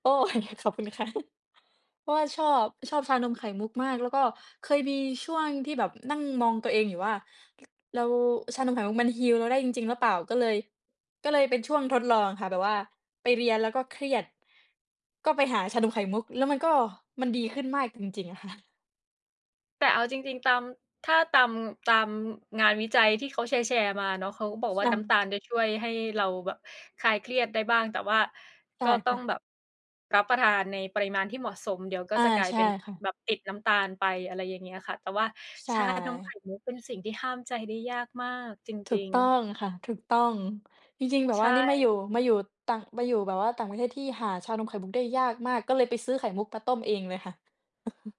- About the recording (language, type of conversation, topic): Thai, unstructured, อะไรคือสิ่งเล็กๆ ที่ทำให้คุณมีความสุขในแต่ละวัน?
- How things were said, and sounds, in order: laughing while speaking: "โอ้ ขอบคุณค่ะ"; chuckle; in English: "heal"; other background noise; chuckle